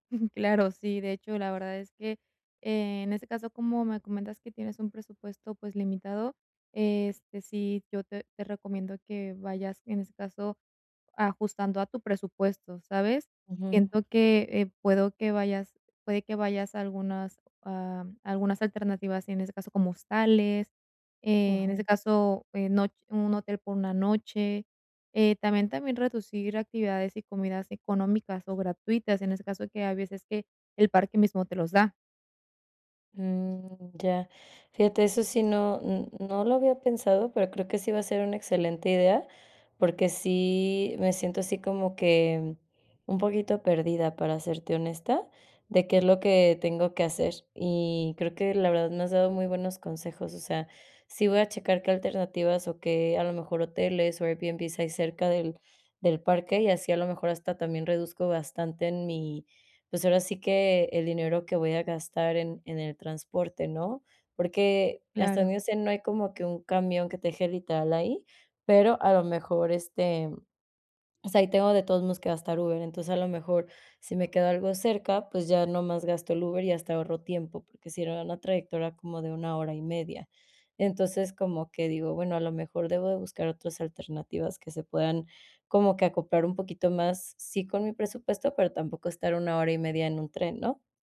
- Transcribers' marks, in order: other background noise; chuckle
- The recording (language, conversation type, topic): Spanish, advice, ¿Cómo puedo disfrutar de unas vacaciones con poco dinero y poco tiempo?